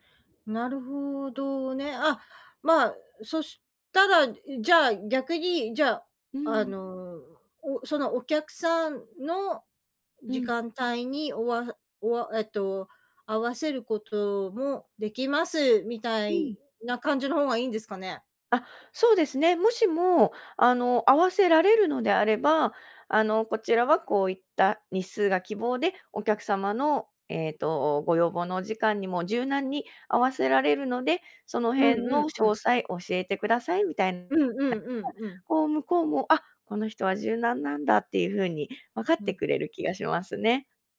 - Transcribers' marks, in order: unintelligible speech
- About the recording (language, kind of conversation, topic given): Japanese, advice, 面接で条件交渉や待遇の提示に戸惑っているとき、どう対応すればよいですか？